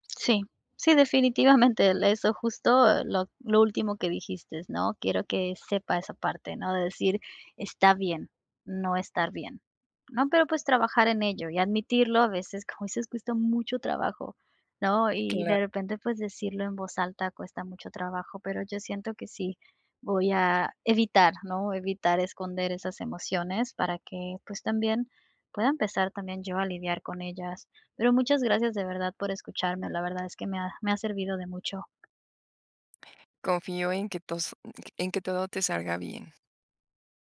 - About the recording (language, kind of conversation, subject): Spanish, advice, ¿Cómo evitas mostrar tristeza o enojo para proteger a los demás?
- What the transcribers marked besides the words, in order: "dijiste" said as "dijistes"; other background noise